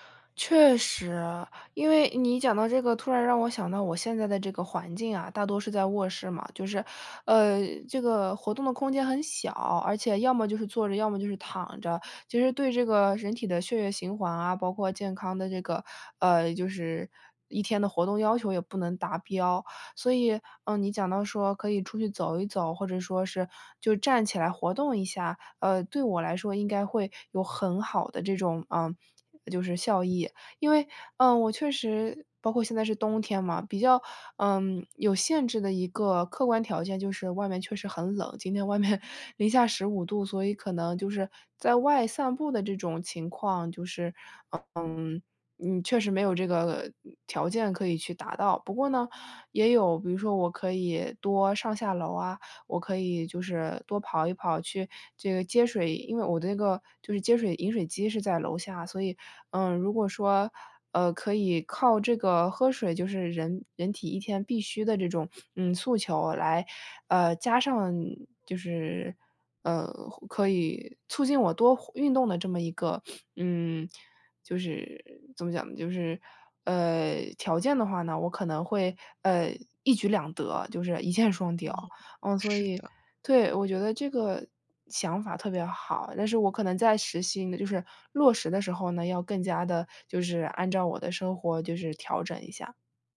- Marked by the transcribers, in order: laughing while speaking: "外面"
- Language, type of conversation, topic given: Chinese, advice, 如何通过短暂休息来提高工作效率？